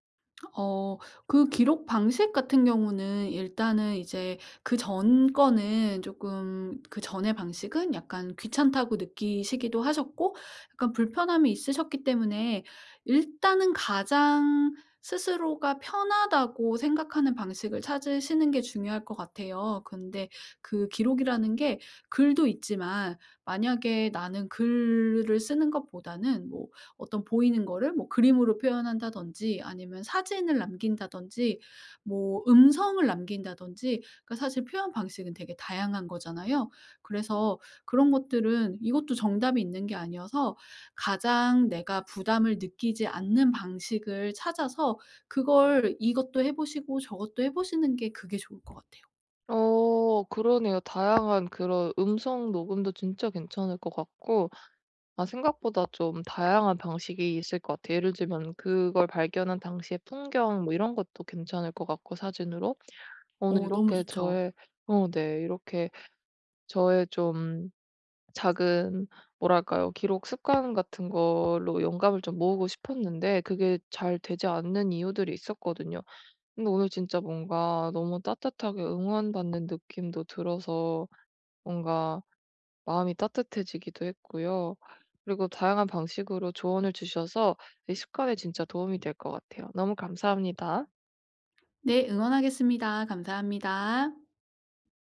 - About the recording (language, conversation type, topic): Korean, advice, 일상에서 영감을 쉽게 모으려면 어떤 습관을 들여야 할까요?
- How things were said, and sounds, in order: other background noise; tapping